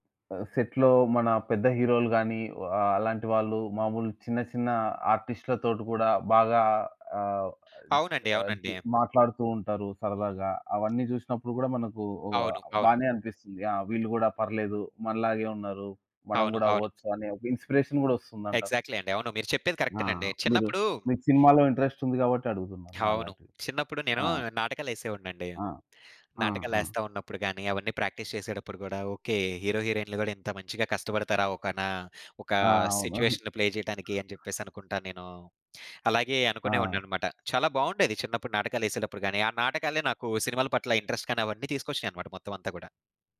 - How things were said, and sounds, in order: in English: "సెట్‌లో"; tapping; in English: "ఇన్‌స్పిరేషన్"; other background noise; in English: "ఎగ్జాక్ట్‌లి"; in English: "ఇంట్రెస్ట్"; in English: "ప్రాక్టీస్"; in English: "హీరో"; in English: "సిట్యుయేషన్‌ని ప్లే"; in English: "ఇంట్రెస్ట్"
- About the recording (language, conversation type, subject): Telugu, podcast, సెట్ వెనుక జరిగే కథలు మీకు ఆసక్తిగా ఉంటాయా?